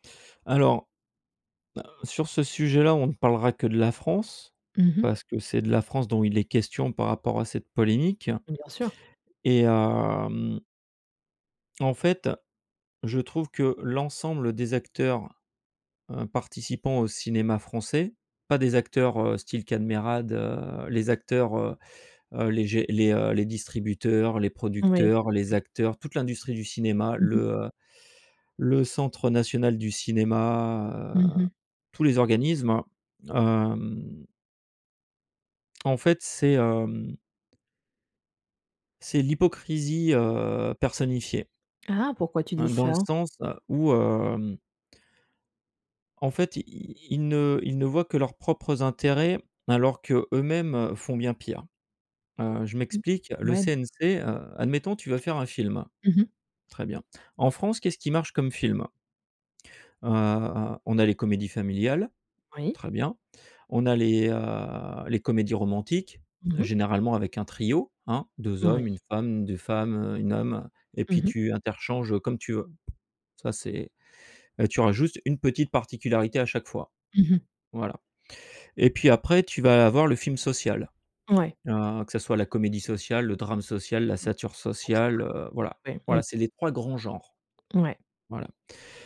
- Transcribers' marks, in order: other background noise; drawn out: "hem"; drawn out: "hem"; tapping; drawn out: "heu"; "satire" said as "sature"; unintelligible speech
- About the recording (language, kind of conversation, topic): French, podcast, Comment le streaming a-t-il transformé le cinéma et la télévision ?